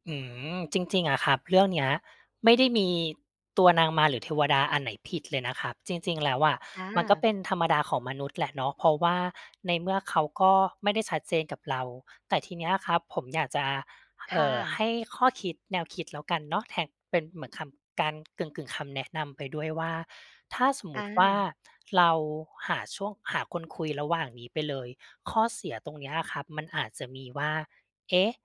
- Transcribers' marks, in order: none
- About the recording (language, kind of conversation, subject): Thai, advice, จะรับมืออย่างไรเมื่อคู่ชีวิตขอพักความสัมพันธ์และคุณไม่รู้จะทำอย่างไร